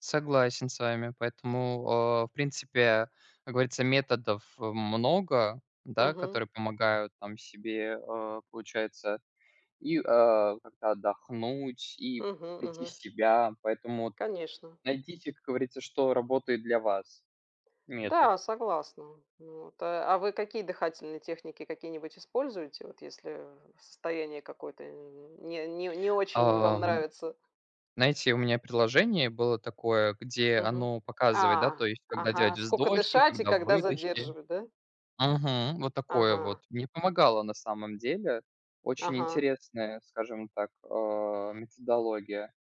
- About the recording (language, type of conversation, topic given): Russian, unstructured, Как ты понимаешь слово «счастье»?
- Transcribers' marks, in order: none